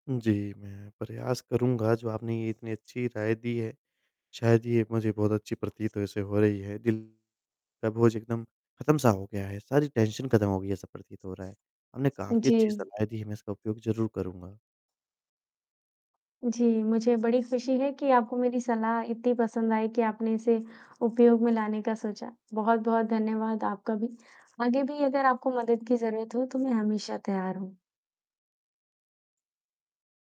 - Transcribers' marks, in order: static; distorted speech; in English: "टेंशन"; other background noise
- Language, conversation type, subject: Hindi, advice, कठिन सहकर्मी के साथ सीमाएँ तय करने और काम का समन्वय करने में आपको कौन-सी समस्याएँ आ रही हैं?